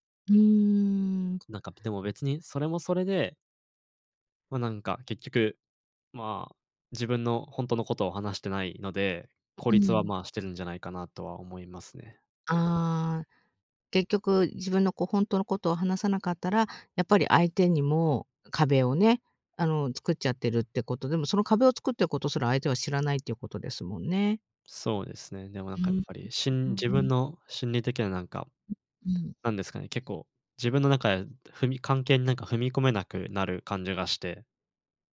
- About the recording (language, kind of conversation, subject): Japanese, advice, 周囲に理解されず孤独を感じることについて、どのように向き合えばよいですか？
- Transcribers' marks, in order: other background noise; unintelligible speech